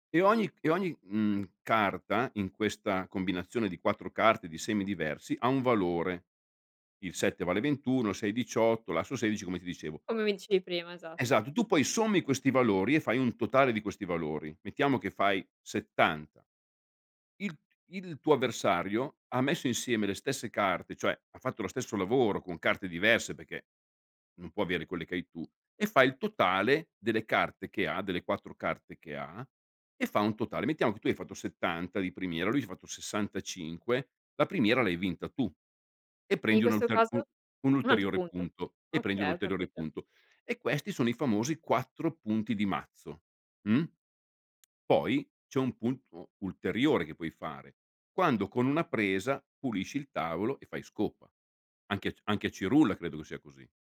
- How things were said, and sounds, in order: "dicevi" said as "dicei"; tapping
- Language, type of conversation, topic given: Italian, podcast, Raccontami di un hobby che ti fa sentire vivo?